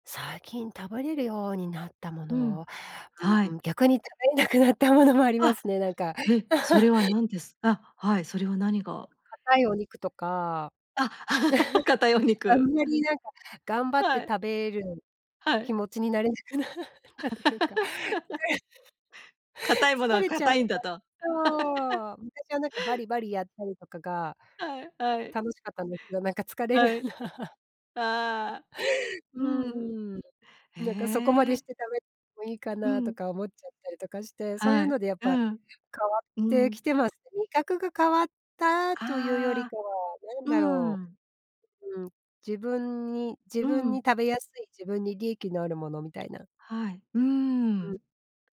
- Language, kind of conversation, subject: Japanese, podcast, 思い出に残っている料理や食事のエピソードはありますか？
- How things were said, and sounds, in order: laugh; other noise; laugh; laughing while speaking: "なったというか"; laugh; unintelligible speech; laugh; laugh